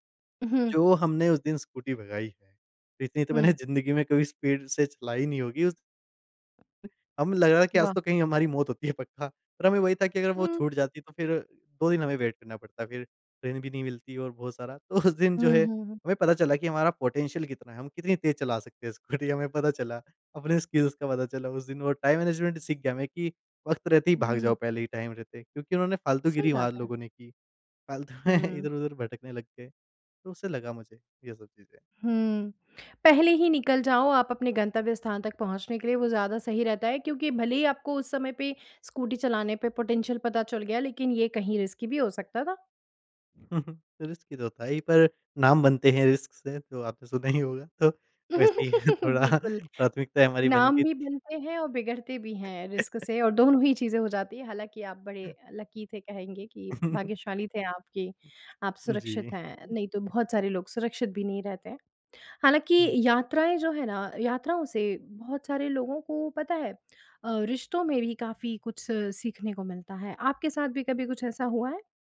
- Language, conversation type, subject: Hindi, podcast, सोलो यात्रा ने आपको वास्तव में क्या सिखाया?
- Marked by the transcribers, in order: in English: "स्पीड"; laughing while speaking: "है पक्का"; in English: "वेट"; laughing while speaking: "तो उस दिन"; in English: "पोटेंशियल"; in English: "स्किल्स"; in English: "टाइम मैनेजमेंट"; in English: "टाइम"; chuckle; in English: "स्कूटी"; in English: "पोटेंशियल"; in English: "रिस्की"; chuckle; in English: "रिस्की"; in English: "रिस्क"; laughing while speaking: "वैसे ही थोड़ा"; chuckle; in English: "रिस्क"; chuckle; other background noise; in English: "लकी"; chuckle; chuckle